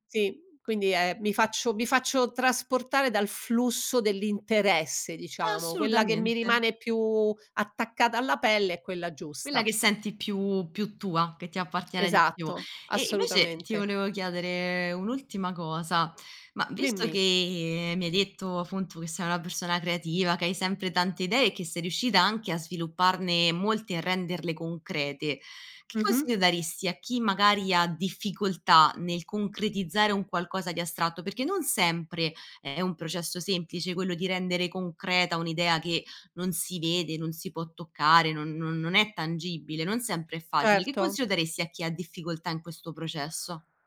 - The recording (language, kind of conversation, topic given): Italian, podcast, Come trasformi un'idea vaga in un progetto concreto?
- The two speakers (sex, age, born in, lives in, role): female, 25-29, Italy, Italy, host; female, 60-64, Italy, Italy, guest
- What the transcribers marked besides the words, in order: none